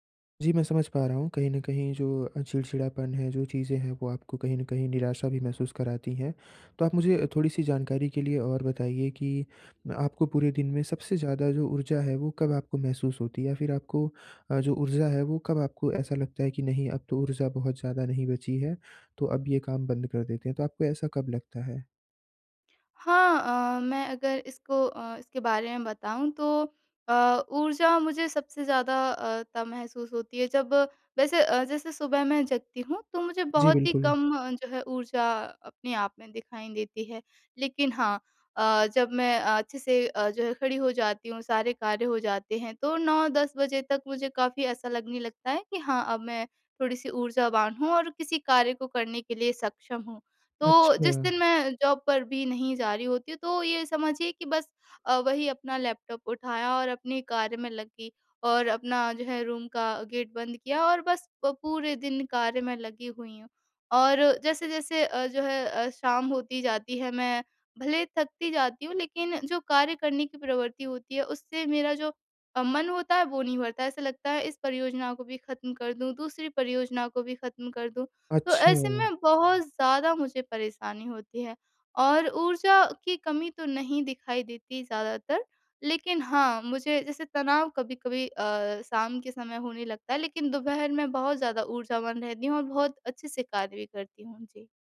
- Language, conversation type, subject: Hindi, advice, रोज़मर्रा की ज़िंदगी में अर्थ कैसे ढूँढूँ?
- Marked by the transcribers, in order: in English: "जॉब"; in English: "रूम"; in English: "गेट"